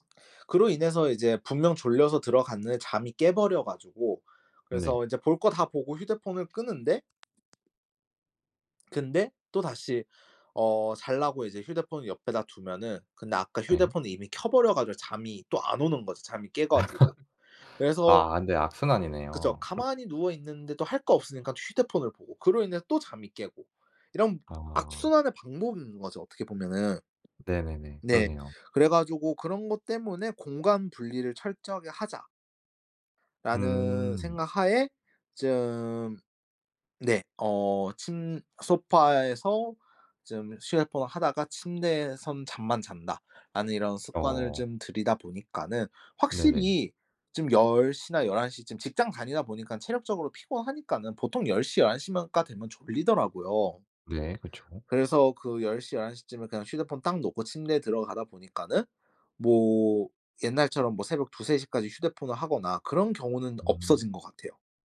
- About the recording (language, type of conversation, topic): Korean, podcast, 휴대폰 사용하는 습관을 줄이려면 어떻게 하면 좋을까요?
- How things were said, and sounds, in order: other background noise; laugh; tapping